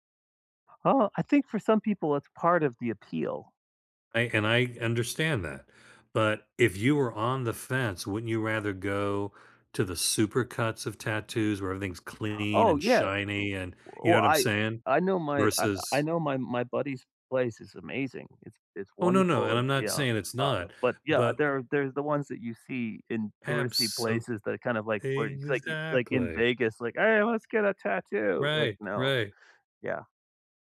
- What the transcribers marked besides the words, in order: other background noise; other noise
- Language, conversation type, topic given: English, unstructured, How can you persuade someone without arguing?
- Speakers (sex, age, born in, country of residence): male, 55-59, United States, United States; male, 70-74, United States, United States